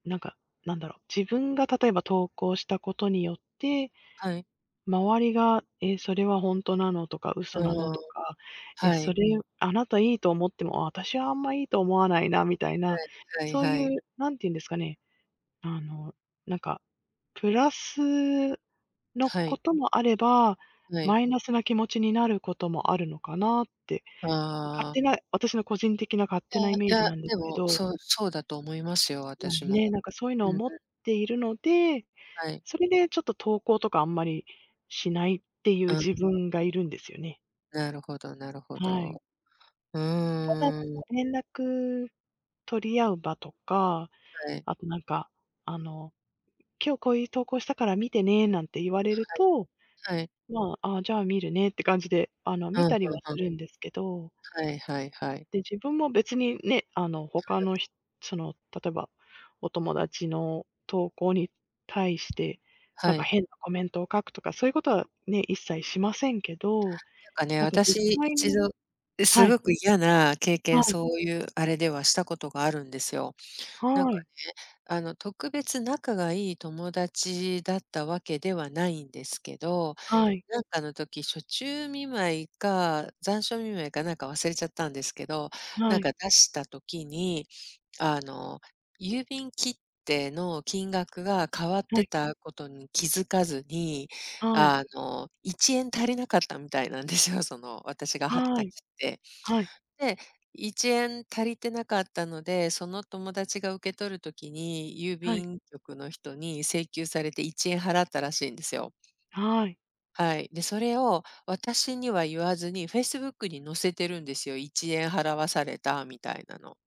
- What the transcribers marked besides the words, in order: other background noise; unintelligible speech; chuckle; tapping
- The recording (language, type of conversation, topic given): Japanese, unstructured, SNSでの自己表現は本当の自分だと思いますか？